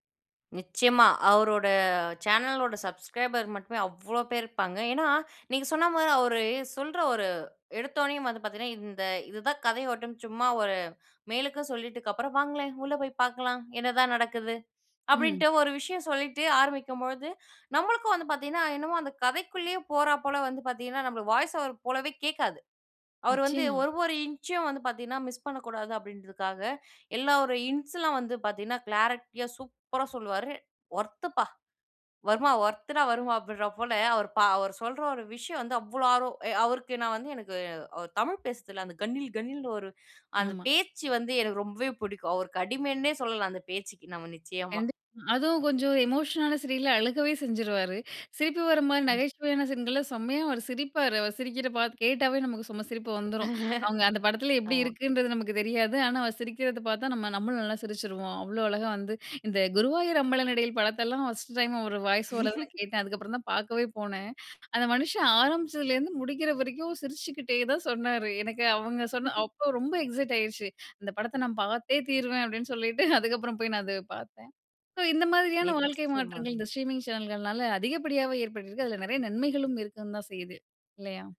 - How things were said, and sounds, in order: drawn out: "அவரோட"; other background noise; laugh; laugh; chuckle; laughing while speaking: "அதுக்கப்பறம்"; in English: "ஸ்ட்ரீமிங் சேனல்கள்னால"
- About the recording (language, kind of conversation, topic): Tamil, podcast, ஸ்ட்ரீமிங் சேனல்கள் வாழ்க்கையை எப்படி மாற்றின என்று நினைக்கிறாய்?